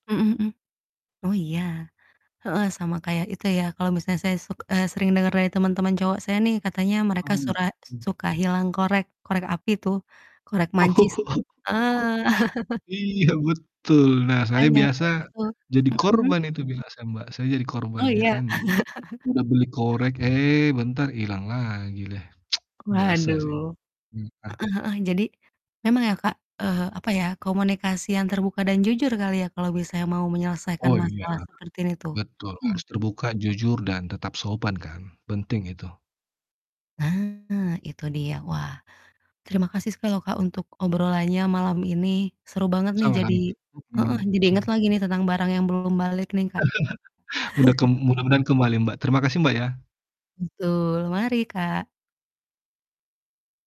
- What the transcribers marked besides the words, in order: mechanical hum; tapping; laugh; distorted speech; laugh; "deh" said as "leh"; tsk; "seperti" said as "sepertin"; laugh; laugh; other background noise
- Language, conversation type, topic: Indonesian, unstructured, Bagaimana kamu menghadapi teman yang suka meminjam barang tetapi tidak mengembalikannya?